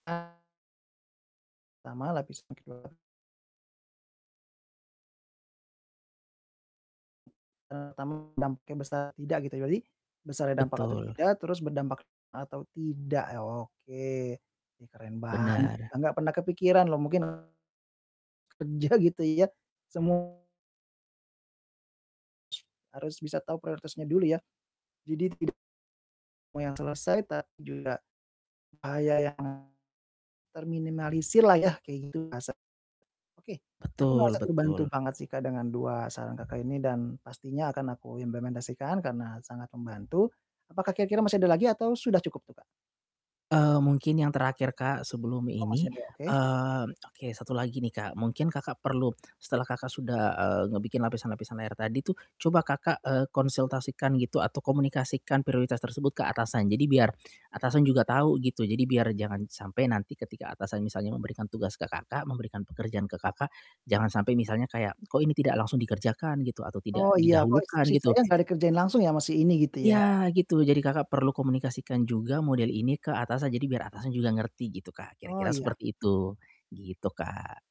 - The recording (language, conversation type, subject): Indonesian, advice, Bagaimana cara menentukan prioritas ketika banyak tugas menumpuk?
- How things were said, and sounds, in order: unintelligible speech; distorted speech; tapping; laughing while speaking: "kerja"; mechanical hum; "konsultasikan" said as "konsiltasikan"; static